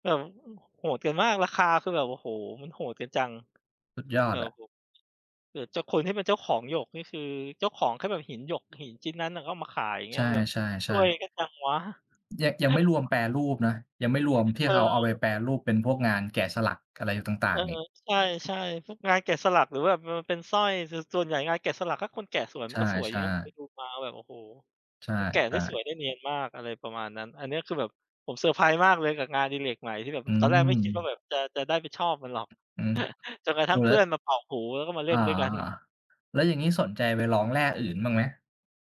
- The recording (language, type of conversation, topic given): Thai, unstructured, คุณเคยรู้สึกประหลาดใจไหมเมื่อได้ลองทำงานอดิเรกใหม่ๆ?
- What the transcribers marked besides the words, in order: chuckle; unintelligible speech; other background noise; chuckle; laughing while speaking: "กัน"